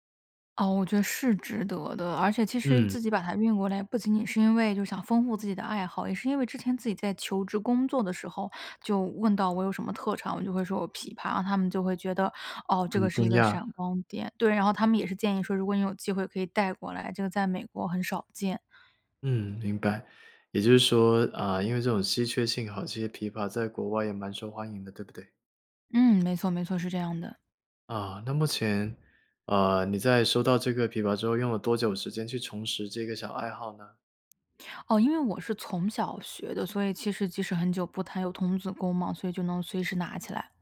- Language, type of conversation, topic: Chinese, podcast, 你平常有哪些能让你开心的小爱好？
- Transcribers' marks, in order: none